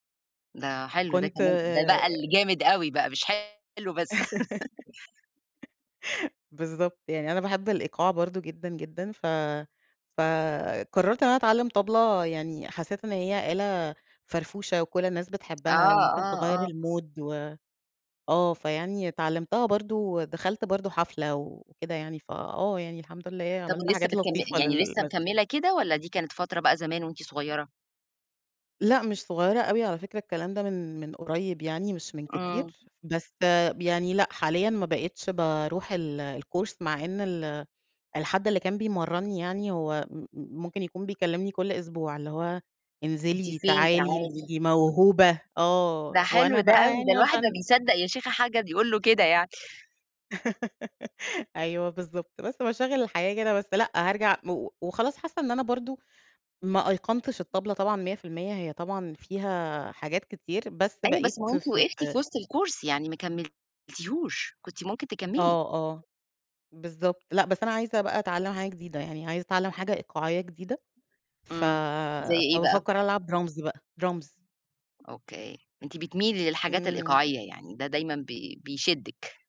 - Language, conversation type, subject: Arabic, podcast, إزاي اكتشفت نوع الموسيقى اللي بتحبّه؟
- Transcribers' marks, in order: giggle; other background noise; giggle; in English: "الMood"; in English: "الCourse"; tapping; unintelligible speech; giggle; in English: "الCourse"; in English: "Drums"; in English: "Drums"